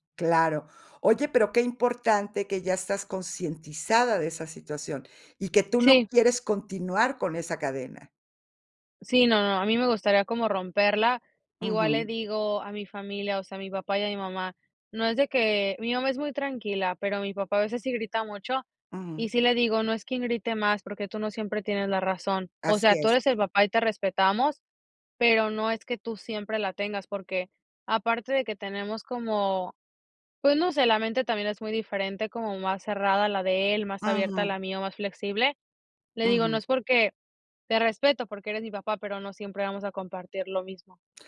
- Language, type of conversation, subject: Spanish, podcast, ¿Cómo puedes expresar tu punto de vista sin pelear?
- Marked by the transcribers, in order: other background noise